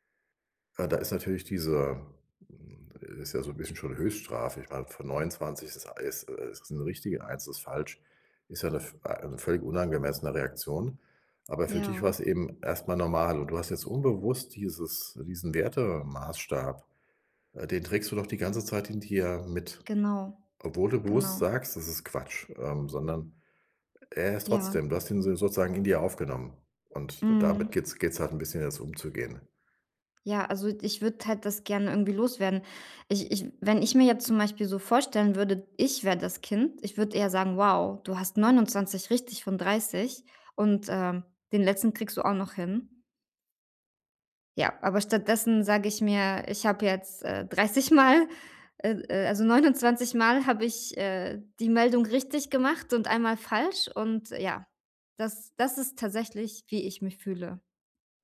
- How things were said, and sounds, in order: laughing while speaking: "Mal"; laughing while speaking: "neunundzwanzig"
- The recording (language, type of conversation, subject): German, advice, Wie kann ich nach einem Fehler freundlicher mit mir selbst umgehen?